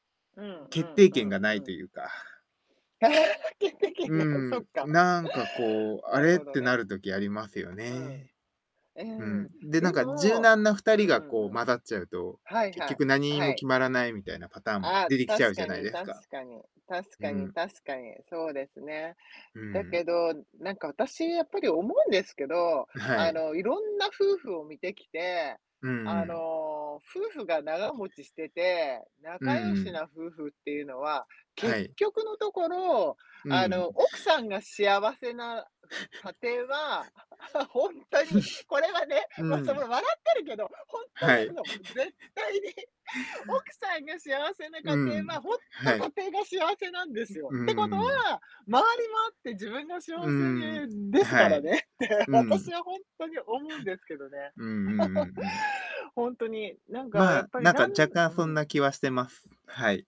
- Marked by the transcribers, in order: static; laugh; laughing while speaking: "決定権が"; other background noise; laugh; laughing while speaking: "これはね"; chuckle; laughing while speaking: "ほんとなの、絶対に"; chuckle; stressed: "ほんと"; laughing while speaking: "ですからねって"; chuckle; laugh
- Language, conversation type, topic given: Japanese, unstructured, 自分の意見をしっかり持つことと、柔軟に考えることのどちらがより重要だと思いますか？